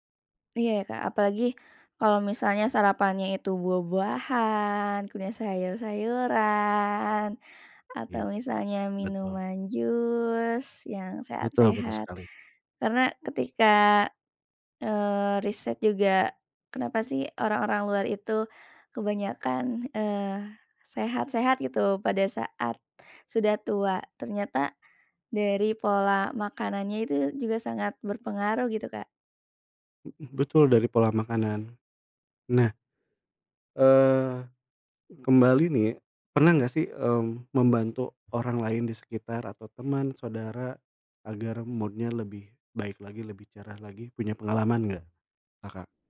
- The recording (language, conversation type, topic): Indonesian, unstructured, Apa hal sederhana yang bisa membuat harimu lebih cerah?
- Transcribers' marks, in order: drawn out: "sayur-sayuran"; in English: "mood-nya"